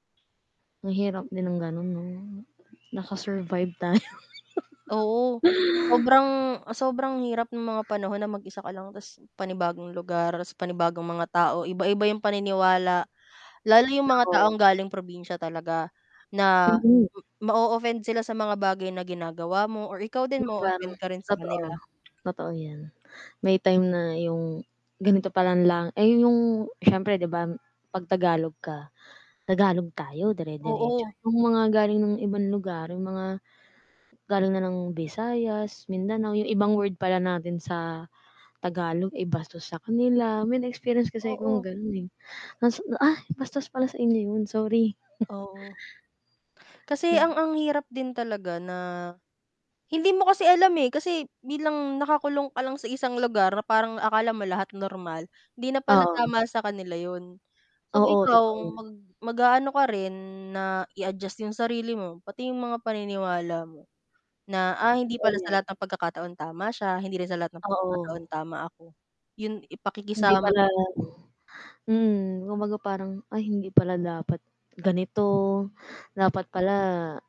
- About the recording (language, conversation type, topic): Filipino, unstructured, Ano ang natutuhan mo sa unang pagkakataon mong mag-aral sa ibang lugar?
- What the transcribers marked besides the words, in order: static; other street noise; laughing while speaking: "tayo"; mechanical hum; distorted speech; tapping; other background noise; snort